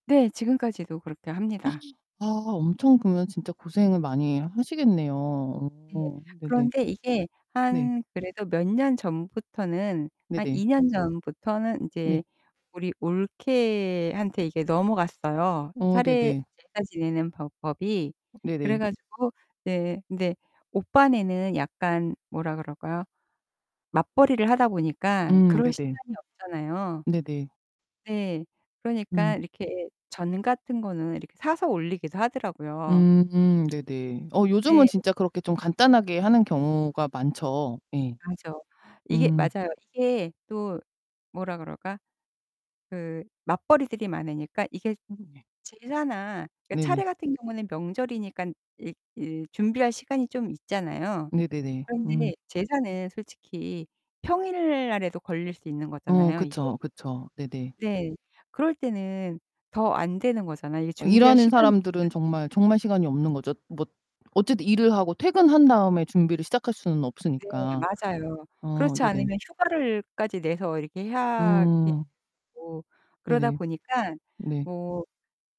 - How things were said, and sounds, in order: distorted speech; gasp; static; other background noise; tapping
- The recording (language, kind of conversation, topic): Korean, podcast, 제사나 추모 음식을 준비하는 과정은 보통 어떻게 진행하나요?